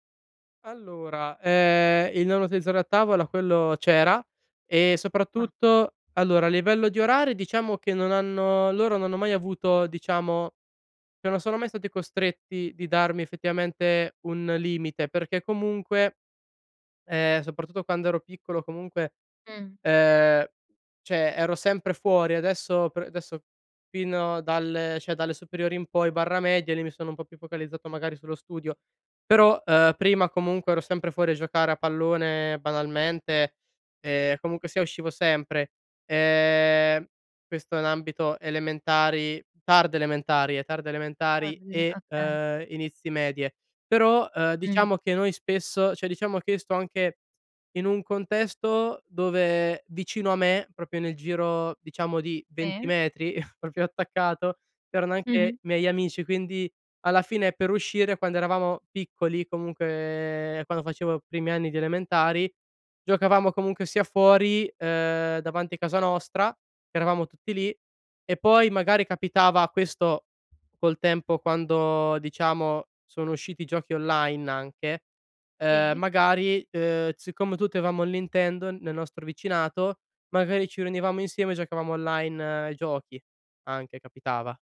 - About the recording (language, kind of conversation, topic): Italian, podcast, Come creare confini tecnologici in famiglia?
- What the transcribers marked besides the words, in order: "cioè" said as "ceh"; "cioè" said as "ceh"; "cioè" said as "ceh"; chuckle